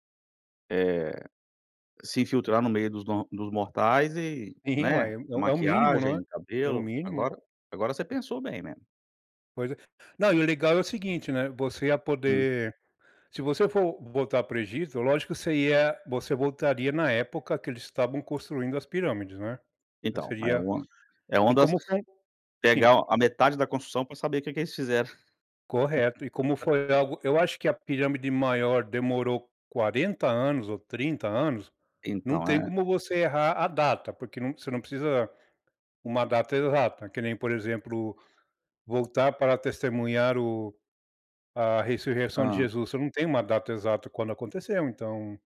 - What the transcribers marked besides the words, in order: chuckle
- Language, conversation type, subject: Portuguese, unstructured, Se você pudesse viajar no tempo, para que época iria?